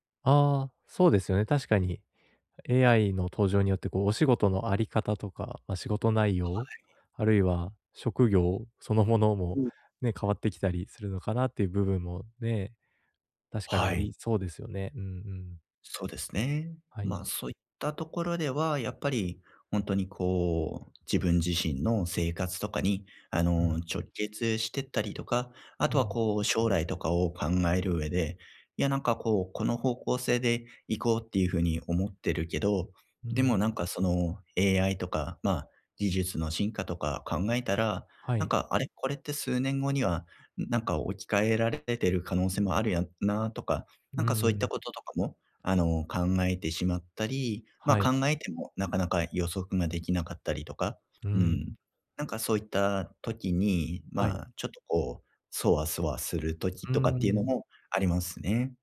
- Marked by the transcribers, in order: other background noise
- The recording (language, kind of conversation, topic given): Japanese, advice, 不確実な状況にどう向き合えば落ち着いて過ごせますか？